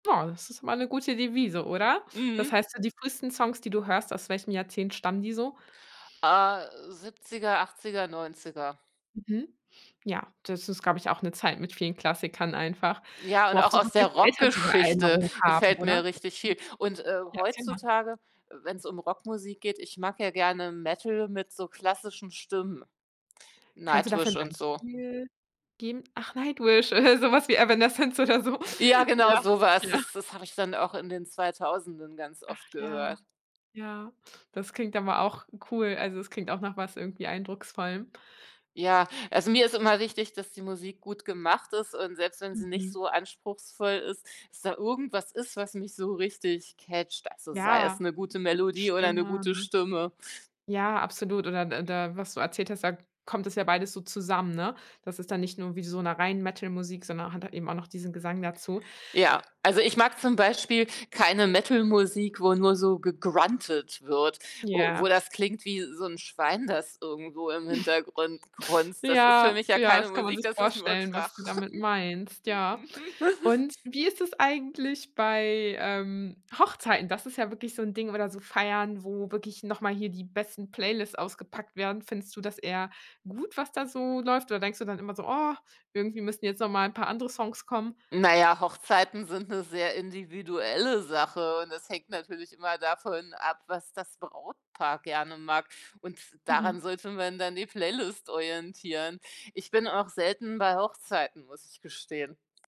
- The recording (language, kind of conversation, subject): German, podcast, Wie stellst du eine Party-Playlist zusammen, die allen gefällt?
- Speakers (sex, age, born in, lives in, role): female, 30-34, Germany, Germany, host; female, 45-49, Germany, Germany, guest
- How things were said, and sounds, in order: tapping; other background noise; chuckle; laughing while speaking: "sowas wie Evanescence oder so"; laughing while speaking: "ja"; in English: "catcht"; in English: "gegruntet"; snort; giggle